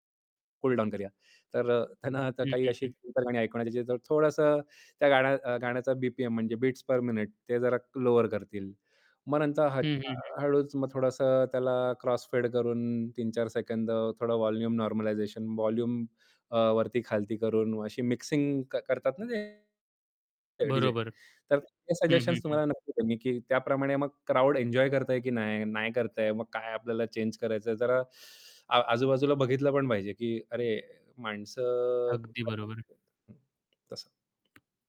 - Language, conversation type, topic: Marathi, podcast, तू आमच्यासाठी प्लेलिस्ट बनवलीस, तर त्यात कोणती गाणी टाकशील?
- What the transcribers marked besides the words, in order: static; other background noise; in English: "क्रॉस फेड"; in English: "व्हॉल्यूम नॉर्मलायझेशन. व्हॉल्यूम"; distorted speech; in English: "सजेशन्स"; unintelligible speech; tapping